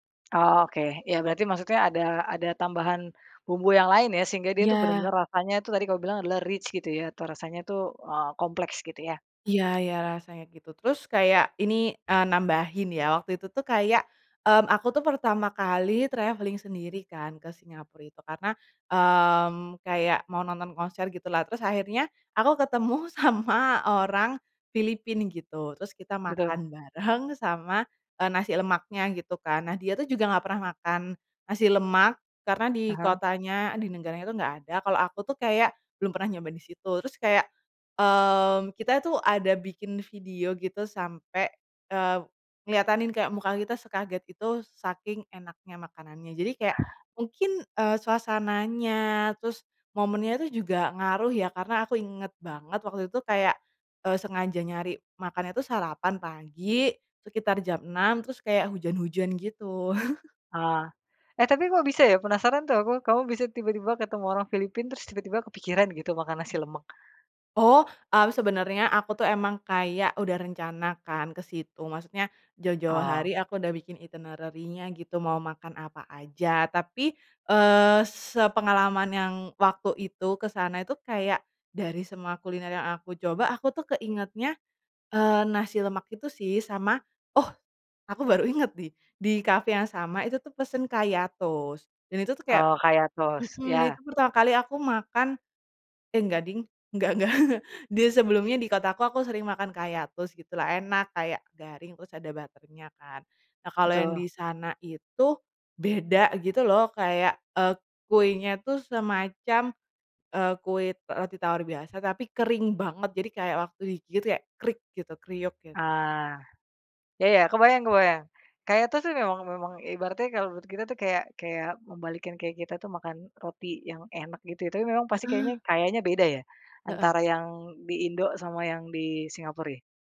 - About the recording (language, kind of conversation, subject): Indonesian, podcast, Apa pengalaman makan atau kuliner yang paling berkesan?
- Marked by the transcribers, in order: in English: "rich"; in English: "travelling"; tapping; chuckle; other background noise; in English: "toast"; in English: "toast"; chuckle; in English: "toast"; in English: "butter-nya"; in English: "toast"